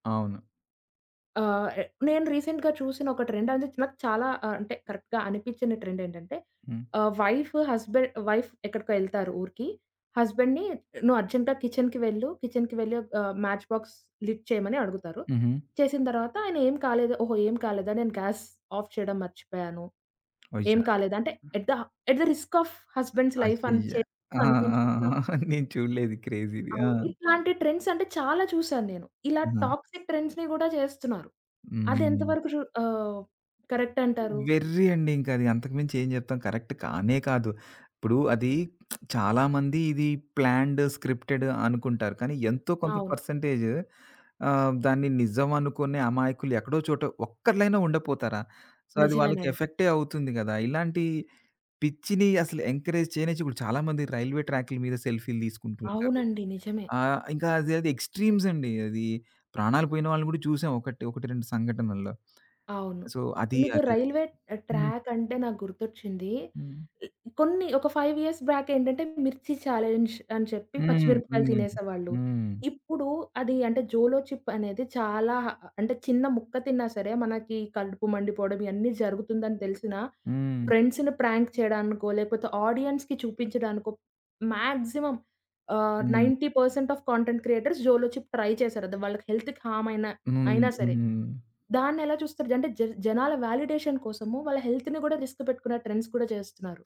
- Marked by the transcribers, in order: in English: "రీసెంట్‌గా"; other background noise; in English: "కరెక్ట్‌గా"; in English: "వైఫ్"; in English: "వైఫ్"; in English: "హస్బండ్‌నీ"; in English: "అర్జెంటా కిచెన్‌కి"; in English: "కిచెన్‌కి"; in English: "మ్యాచ్ బాక్స్ లిట్"; in English: "ఆఫ్"; in English: "ఎట్ ద, ఎట్ ది రిస్క్ ఆఫ్ హస్బండ్స్ లైఫ్"; giggle; in English: "టాక్సిక్ ట్రెండ్స్‌నీ"; in English: "కరెక్ట్"; lip smack; in English: "ప్లాన్డ్, స్క్రిప్టెడ్"; in English: "సో"; in English: "ఎంకరేజ్"; in English: "ఎక్స్‌ట్రీమ్స్"; in English: "రైల్వే"; in English: "సో"; in English: "ఫైవ్ ఇయర్స్ బ్యాక్"; in English: "ఛాలెంజ్"; in English: "ఫ్రెండ్స్‌ని ప్రాంక్"; in English: "ఆడియన్స్‌కి"; in English: "మాక్సిమం"; in English: "నైంటీ పర్సెంట్ ఆఫ్ కాంటెంట్ క్రియేటర్స్ జోలోచిప్ ట్రై"; in English: "హెల్త్‌కి హామ్"; in English: "వాలిడేషన్"; in English: "హెల్త్‌నీ"; in English: "రిస్క్"; in English: "ట్రెండ్స్"
- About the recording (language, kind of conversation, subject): Telugu, podcast, సోషల్ మీడియా ట్రెండ్‌లు మీపై ఎలా ప్రభావం చూపిస్తాయి?